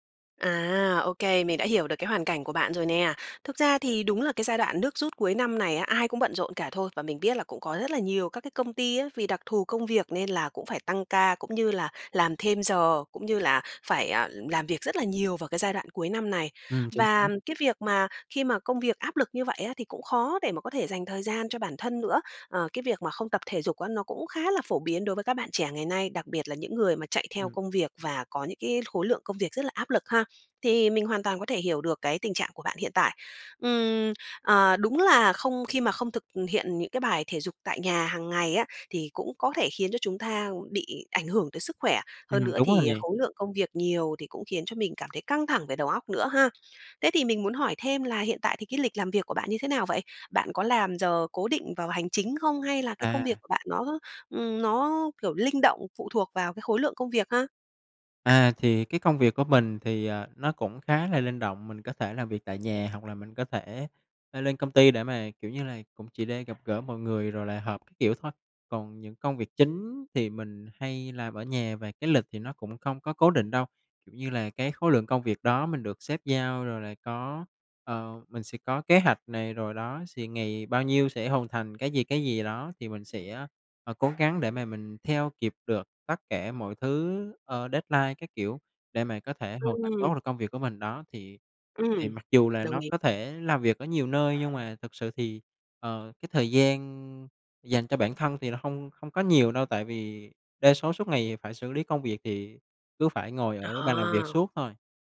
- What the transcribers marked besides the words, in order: tapping; other background noise; other noise; in English: "deadline"
- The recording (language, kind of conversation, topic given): Vietnamese, advice, Làm thế nào để sắp xếp tập thể dục hằng tuần khi bạn quá bận rộn với công việc?